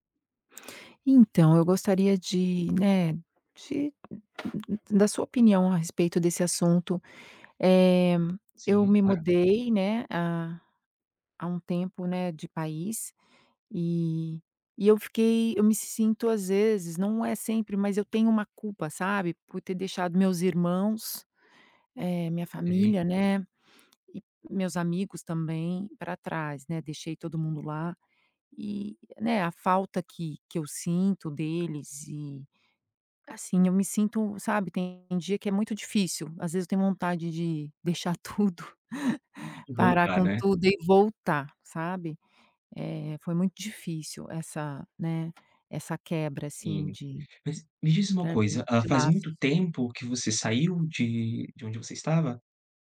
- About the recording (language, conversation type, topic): Portuguese, advice, Como lidar com a culpa por deixar a família e os amigos para trás?
- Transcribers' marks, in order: tapping; other background noise; laughing while speaking: "tudo"